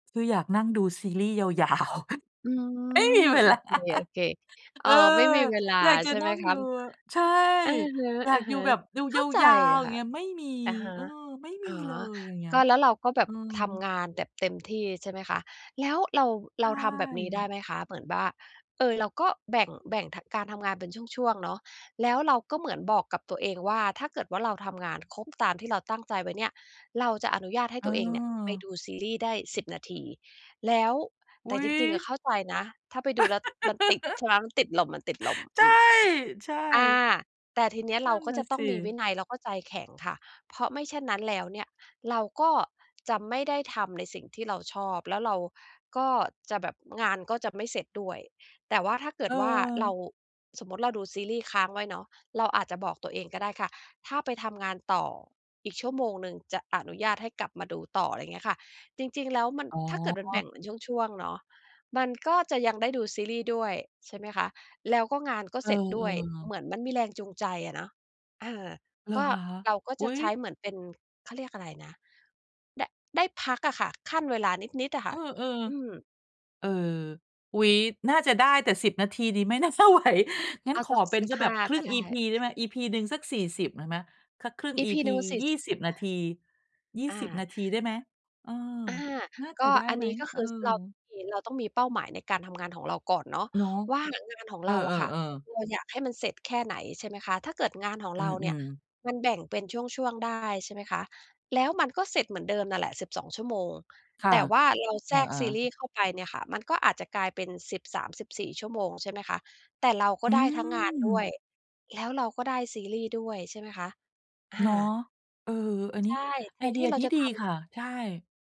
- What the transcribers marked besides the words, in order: laughing while speaking: "ยาว"; laugh; laugh; tapping; other background noise; laughing while speaking: "จะไหว"
- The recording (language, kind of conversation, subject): Thai, advice, จะเริ่มจัดสรรเวลาให้ได้ทำงานอดิเรกที่ชอบอย่างไรดี?